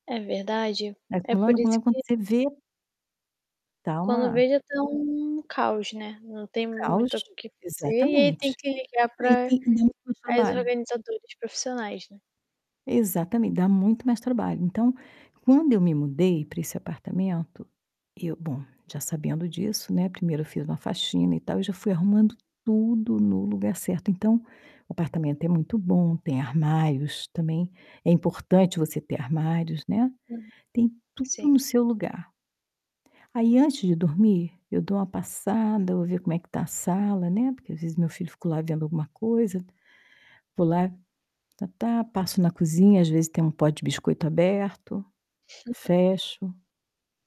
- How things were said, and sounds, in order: static; distorted speech; unintelligible speech; chuckle
- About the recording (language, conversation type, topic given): Portuguese, podcast, O que ajuda você a dormir melhor em casa?